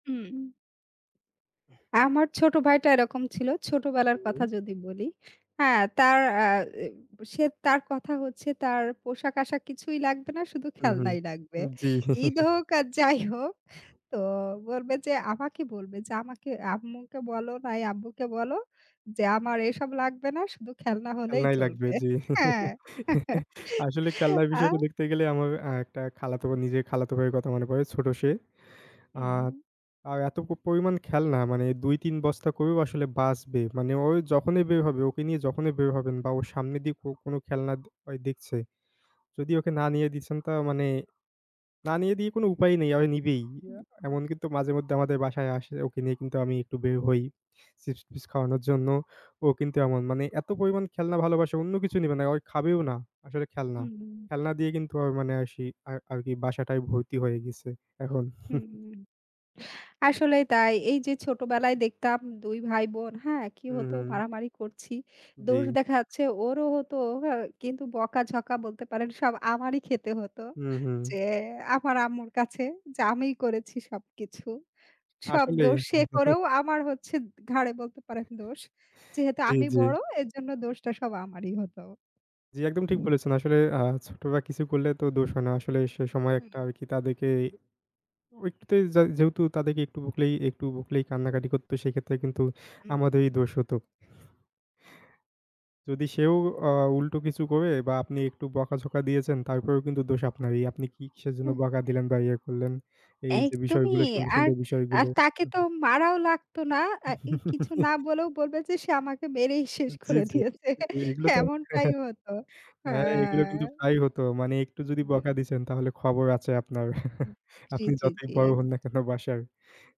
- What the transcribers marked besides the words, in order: other background noise; chuckle; chuckle; laugh; chuckle; chuckle; chuckle; laughing while speaking: "মেরেই শেষ করে দিয়েছে"; chuckle; chuckle
- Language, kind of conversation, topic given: Bengali, unstructured, পরিবারে বড় হয়ে ওঠা আপনাকে কীভাবে প্রভাবিত করেছে?